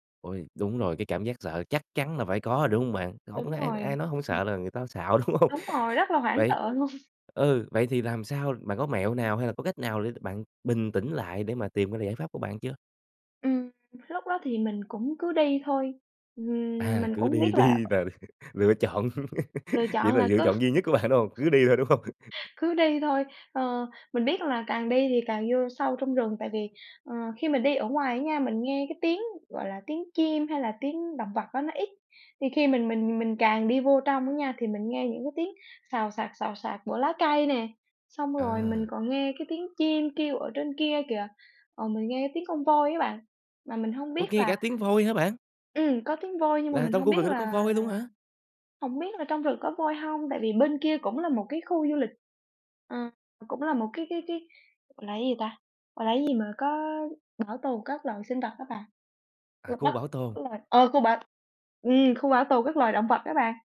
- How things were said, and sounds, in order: other background noise; laughing while speaking: "đúng hông?"; chuckle; other noise; "không" said as "ưm"; laughing while speaking: "và lựa chọn"; laugh; laughing while speaking: "bạn đúng hông? Cứ đi thôi, đúng hông?"; laugh; surprised: "Ô, nghe cả tiếng voi hả bạn?"; surprised: "Là trong khu rừng đó có voi luôn hả?"; unintelligible speech
- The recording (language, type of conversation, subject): Vietnamese, podcast, Bạn có lần nào lạc đường mà nhớ mãi không?